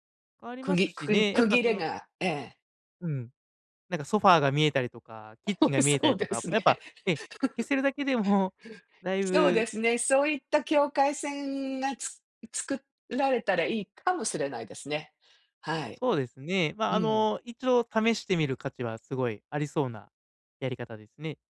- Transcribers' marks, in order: giggle; laughing while speaking: "そうですね"; giggle
- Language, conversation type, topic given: Japanese, advice, 毎日の中で、どうすれば「今」に集中する習慣を身につけられますか？